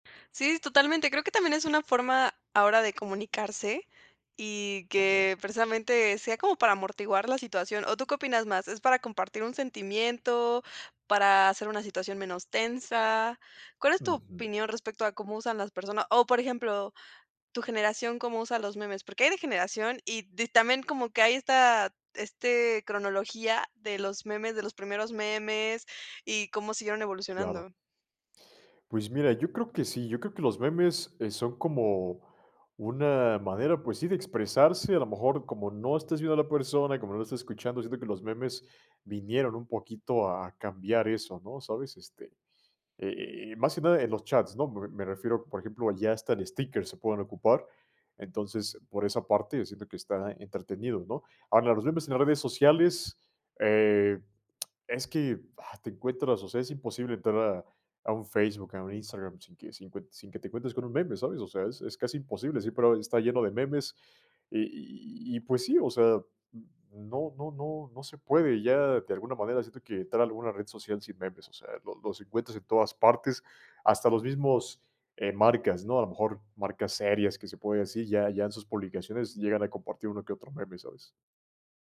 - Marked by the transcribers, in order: none
- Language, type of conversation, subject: Spanish, podcast, ¿Por qué crees que los memes se vuelven tan poderosos socialmente?